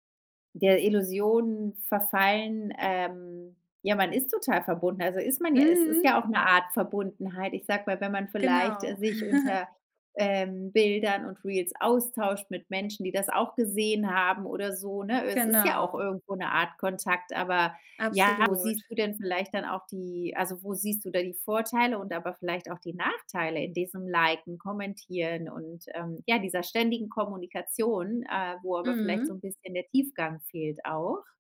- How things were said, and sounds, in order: other background noise; chuckle
- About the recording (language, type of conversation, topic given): German, podcast, Wie unterscheidest du im Alltag echte Nähe von Nähe in sozialen Netzwerken?